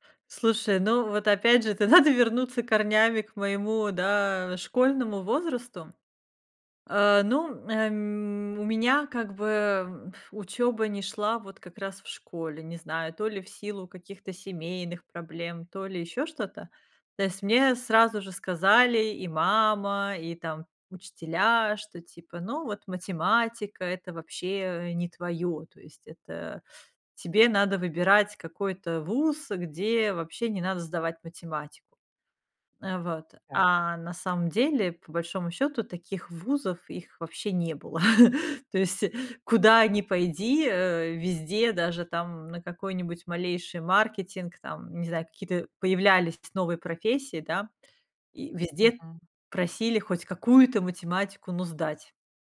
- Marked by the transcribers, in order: laughing while speaking: "надо"; chuckle; other background noise
- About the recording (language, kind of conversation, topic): Russian, podcast, Как понять, что пора менять профессию и учиться заново?